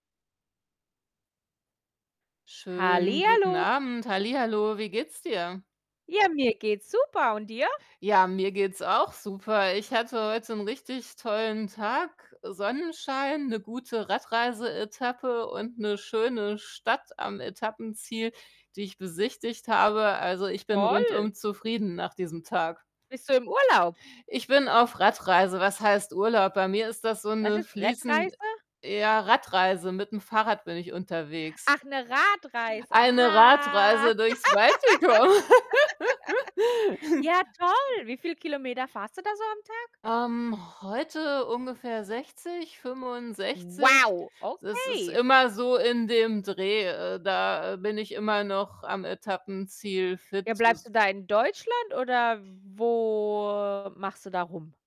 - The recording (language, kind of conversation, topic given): German, unstructured, Was macht dich im Alltag glücklich?
- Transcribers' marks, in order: joyful: "Hallihallo"; drawn out: "ah"; laugh; joyful: "Ja, toll!"; laughing while speaking: "Baltikum"; "fährst" said as "fahrst"; laugh; other background noise; surprised: "Wow"; unintelligible speech; drawn out: "wo"